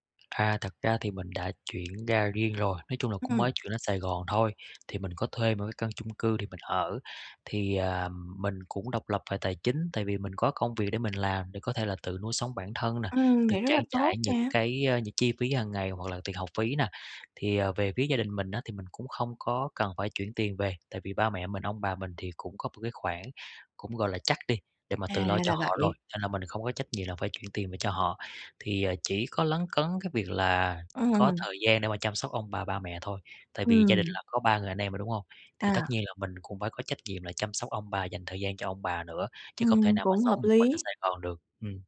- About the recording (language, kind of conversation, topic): Vietnamese, advice, Làm thế nào để nói chuyện với gia đình khi họ phê bình quyết định chọn nghề hoặc việc học của bạn?
- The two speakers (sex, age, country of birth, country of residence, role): female, 25-29, Vietnam, Vietnam, advisor; male, 30-34, Vietnam, Vietnam, user
- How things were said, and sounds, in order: tapping